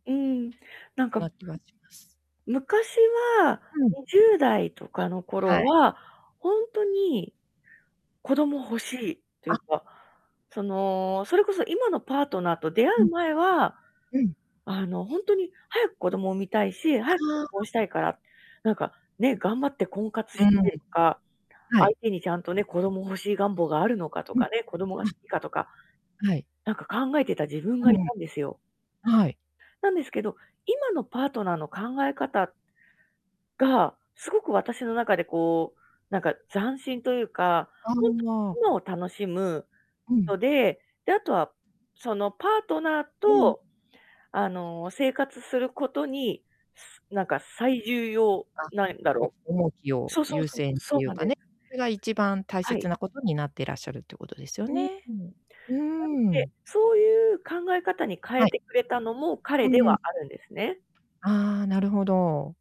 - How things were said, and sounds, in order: distorted speech; other background noise
- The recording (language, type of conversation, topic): Japanese, advice, 不確実な未来への恐れとどう向き合えばよいですか？